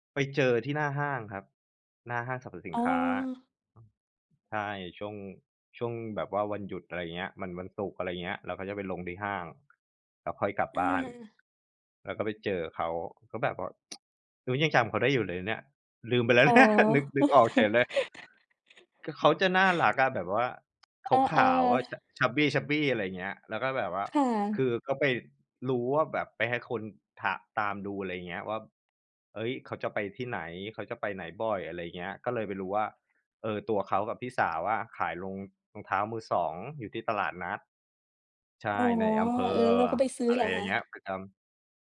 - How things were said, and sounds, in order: other background noise; tapping; tsk; laugh; chuckle; tsk; in English: "cha chubby chubby"
- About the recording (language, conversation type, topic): Thai, unstructured, เคยมีเหตุการณ์อะไรในวัยเด็กที่คุณอยากเล่าให้คนอื่นฟังไหม?